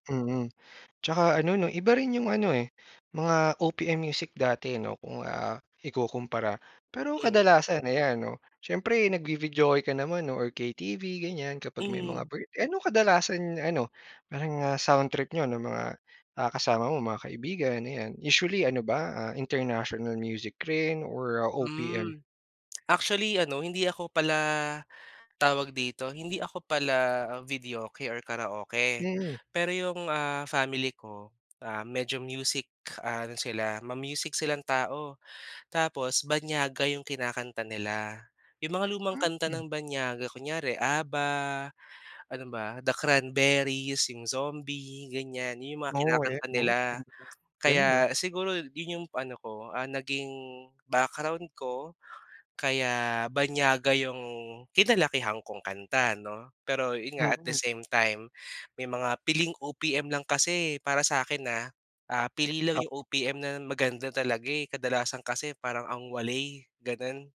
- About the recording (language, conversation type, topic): Filipino, podcast, Mas gusto mo ba ang mga kantang nasa sariling wika o mga kantang banyaga?
- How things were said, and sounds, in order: in English: "sound trip"; unintelligible speech; in English: "at the same time"